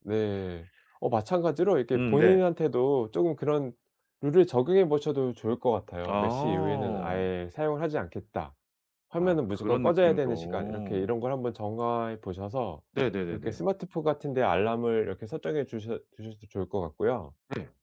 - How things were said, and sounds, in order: tapping; other background noise; "정해" said as "정하"
- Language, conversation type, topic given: Korean, advice, 취침 전에 화면 사용 시간을 줄이려면 어떻게 해야 하나요?